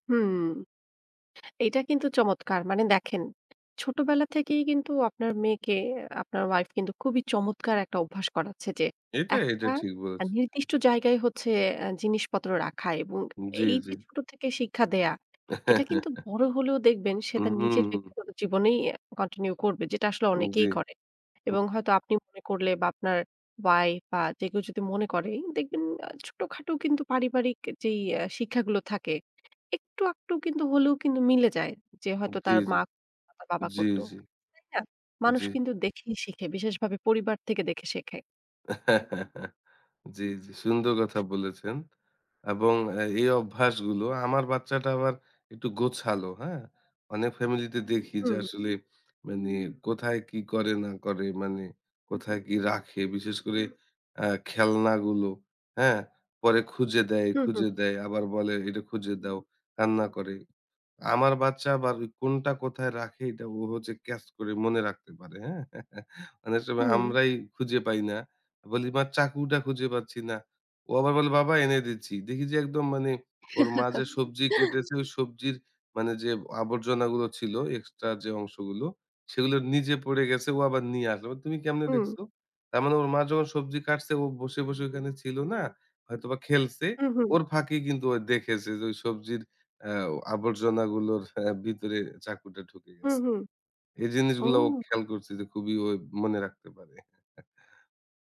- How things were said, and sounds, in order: tapping; bird; chuckle; in English: "continue"; other background noise; unintelligible speech; chuckle; chuckle; chuckle; unintelligible speech; chuckle
- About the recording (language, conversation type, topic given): Bengali, podcast, রিমোট, চাবি আর ফোন বারবার হারানো বন্ধ করতে কী কী কার্যকর কৌশল মেনে চলা উচিত?